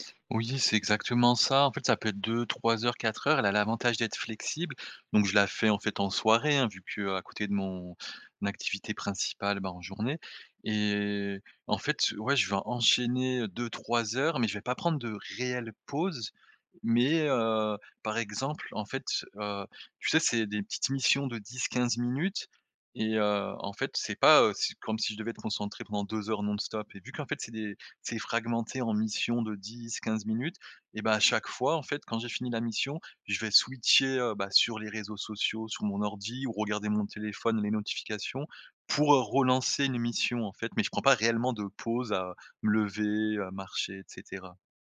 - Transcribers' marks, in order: tapping
- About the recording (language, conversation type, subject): French, advice, Comment réduire les distractions numériques pendant mes heures de travail ?